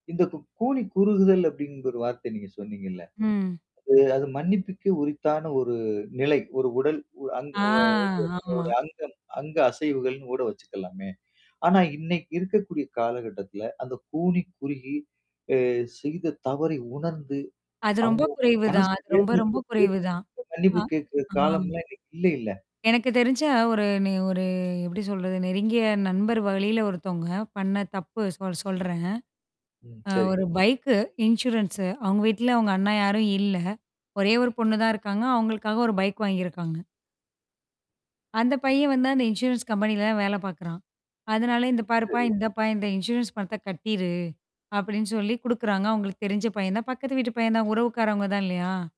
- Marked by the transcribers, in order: static; unintelligible speech; drawn out: "ஆ"; tapping; other background noise; in English: "இன்சூரன்ஸ்ஸு"; in English: "இன்சூரன்ஸ்"; in English: "இன்சூரன்ஸ்"
- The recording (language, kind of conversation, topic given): Tamil, podcast, மன்னிப்பு கேட்டால் நம்பிக்கையை மீண்டும் பெற முடியுமா?